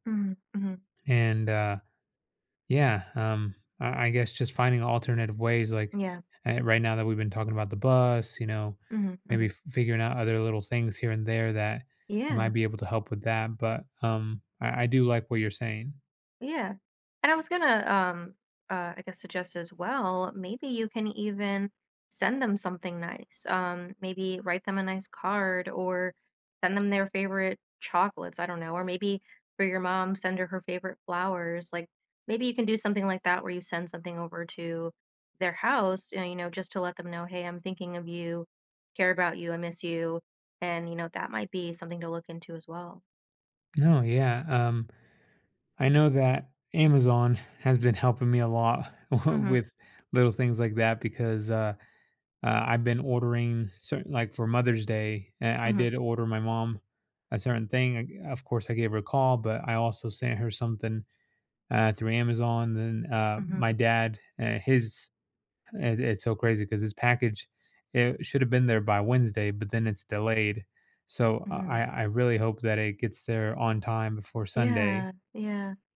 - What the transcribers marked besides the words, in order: tapping
- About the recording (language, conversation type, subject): English, advice, How can I cope with guilt about not visiting my aging parents as often as I'd like?